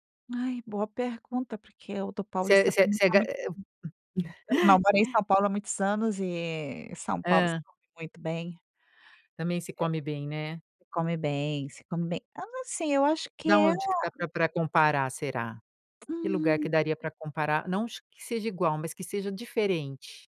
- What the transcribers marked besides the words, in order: tapping; chuckle
- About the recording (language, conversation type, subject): Portuguese, podcast, Que cheiro de comida imediatamente te transporta no tempo?